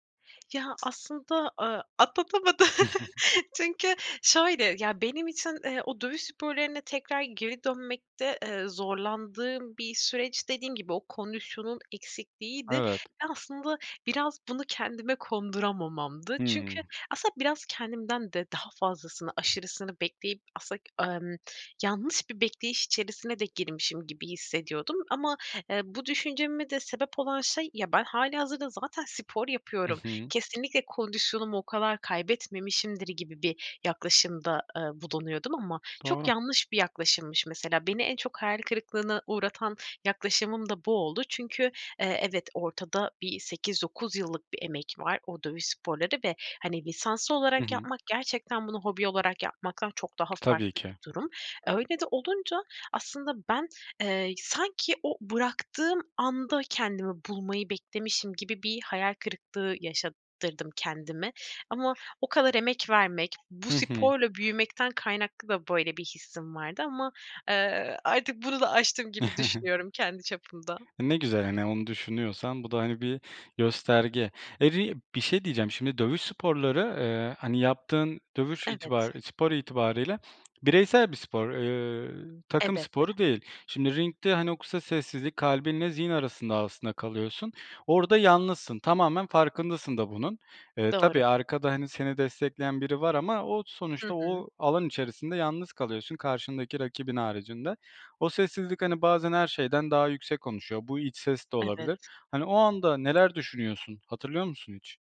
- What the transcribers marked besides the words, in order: other background noise; laughing while speaking: "atlatamadım"; chuckle; tapping; chuckle; unintelligible speech; tsk
- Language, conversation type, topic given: Turkish, podcast, Eski bir hobinizi yeniden keşfetmeye nasıl başladınız, hikâyeniz nedir?